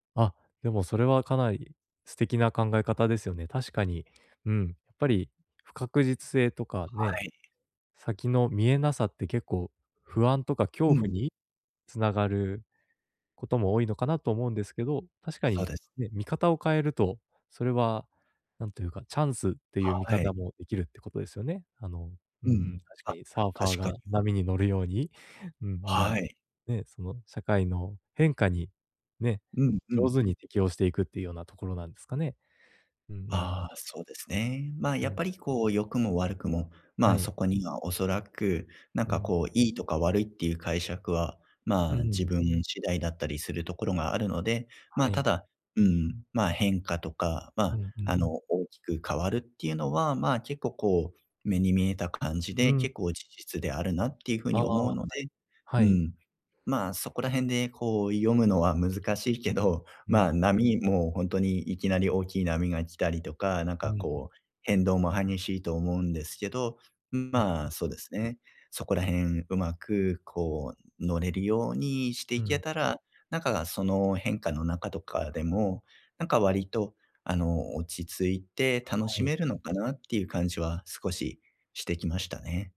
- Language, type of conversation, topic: Japanese, advice, 不確実な状況にどう向き合えば落ち着いて過ごせますか？
- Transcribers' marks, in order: tapping; other background noise